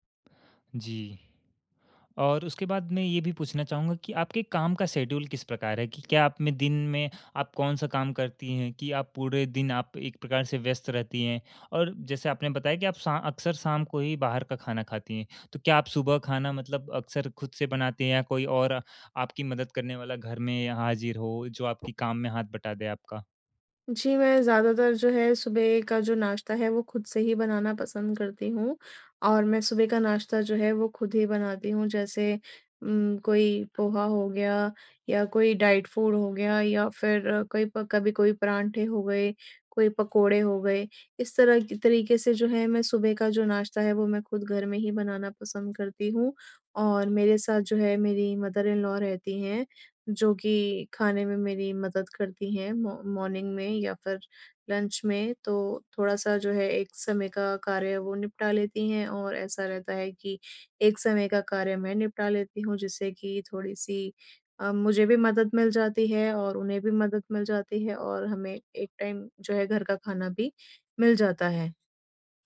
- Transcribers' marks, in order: in English: "शेड्यूल"; in English: "डाइट फूड"; in English: "मदर इन लॉ"; in English: "मॉर्निंग"; in English: "लंच"; in English: "टाइम"
- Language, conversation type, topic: Hindi, advice, काम की व्यस्तता के कारण आप अस्वस्थ भोजन क्यों कर लेते हैं?
- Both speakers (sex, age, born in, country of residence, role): female, 30-34, India, India, user; male, 18-19, India, India, advisor